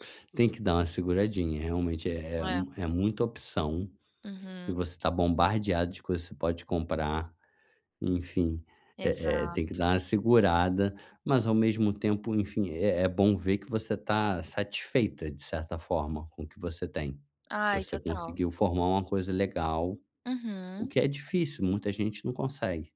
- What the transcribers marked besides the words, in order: none
- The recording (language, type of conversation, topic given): Portuguese, advice, Como posso me sentir satisfeito com o que já tenho?